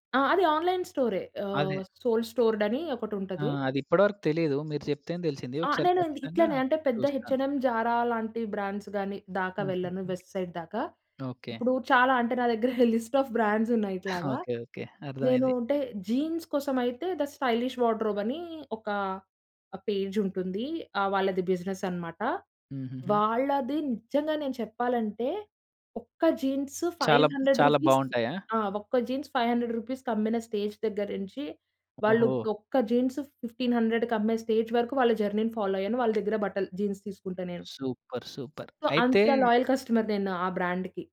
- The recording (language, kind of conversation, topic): Telugu, podcast, స్టైల్‌కి ప్రేరణ కోసం మీరు సాధారణంగా ఎక్కడ వెతుకుతారు?
- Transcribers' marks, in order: in English: "ఆన్‌లైన్"; in English: "సోల్ స్టోర్డని"; other background noise; in English: "హెచ్ అండ్ ఎమ్, జారా"; in English: "బ్రాండ్స్"; in English: "వెస్ట్ సైడ్ దాకా"; in English: "లిస్ట్ ఆఫ్"; in English: "జీన్స్"; in English: "థ స్టైలిష్ వార్డ్‌రోబ్"; in English: "పేజ్"; in English: "బిజినెస్"; in English: "జీన్స్ ఫైవ్ హండ్రెడ్ రూపీస్"; in English: "జీన్స్ ఫైవ్ హండ్రెడ్ రూపీస్"; in English: "స్టేజ్"; in English: "జీన్స్ ఫిఫ్టీన్ హండ్రెడ్‌కి"; in English: "స్టేజ్"; in English: "జర్నీ‌ని ఫాలో"; in English: "జీన్స్"; in English: "సూపర్! సూపర్!"; in English: "సో"; in English: "లాయల్ కస్టమర్‌ని"; in English: "బ్రాండ్‌కి"